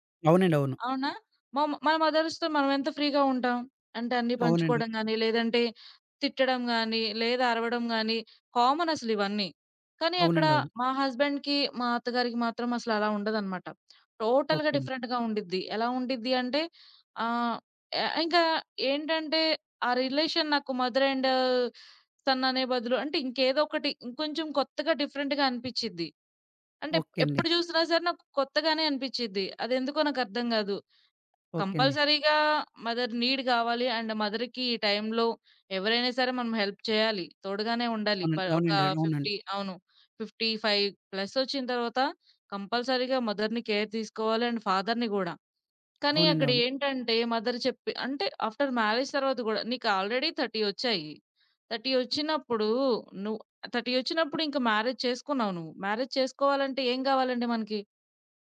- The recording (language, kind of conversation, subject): Telugu, podcast, ఒక చిన్న నిర్ణయం మీ జీవితాన్ని ఎలా మార్చిందో వివరించగలరా?
- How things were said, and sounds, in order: in English: "మదర్స్‌తో"; in English: "ఫ్రీగా"; in English: "హస్బెండ్‌కి"; in English: "టోటల్‌గా డిఫరెంట్‌గా"; in English: "రిలేషన్"; in English: "మదర్ అండ్ సన్"; in English: "డిఫరెంట్‌గా"; in English: "కంపల్సరీగా మదర్ నీడ్"; in English: "అండ్ మదర్‌కి"; in English: "హెల్ప్"; in English: "ఫిఫ్టీ"; in English: "ఫిఫ్టీ ఫైవ్ ప్లస్"; in English: "కంపల్సరీగా మదర్‌ని కేర్"; in English: "అండ్ ఫాదర్‌ని"; in English: "మదర్"; in English: "ఆఫ్టర్ మ్యారేజ్"; in English: "ఆల్రెడీ థర్టీ"; in English: "థర్టీ"; in English: "థర్టీ"; in English: "మ్యారేజ్"; in English: "మ్యారేజ్"